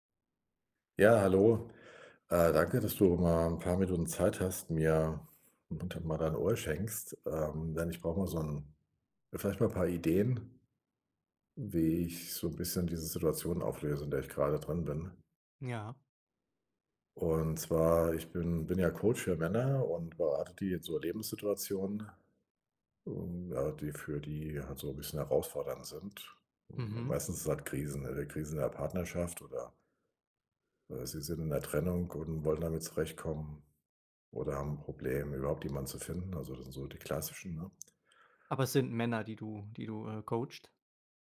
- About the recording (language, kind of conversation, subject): German, advice, Wie kann ich mit Einsamkeit trotz Arbeit und Alltag besser umgehen?
- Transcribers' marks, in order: tapping